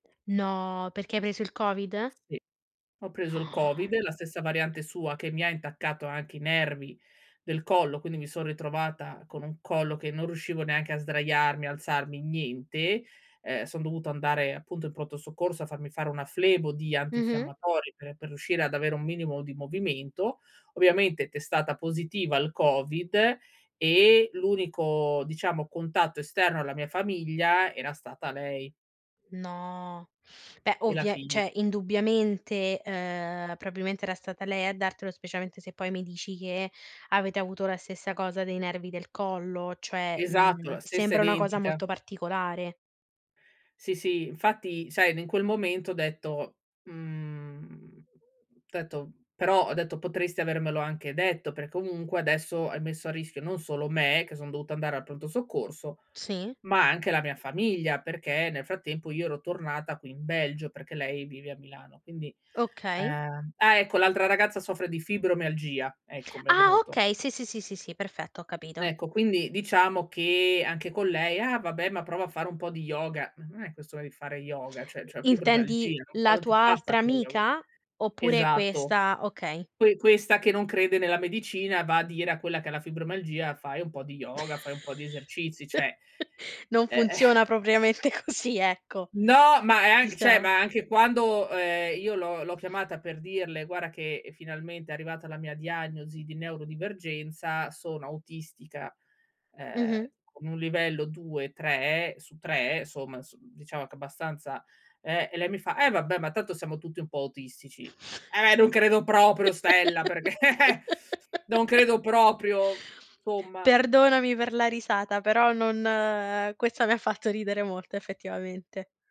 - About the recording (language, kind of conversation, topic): Italian, podcast, Quando hai imparato a dire no senza sensi di colpa?
- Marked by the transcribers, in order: surprised: "No"; surprised: "No"; tapping; sad: "No"; other background noise; "cioè" said as "ceh"; chuckle; chuckle; laughing while speaking: "così"; "cioè" said as "ceh"; laugh; chuckle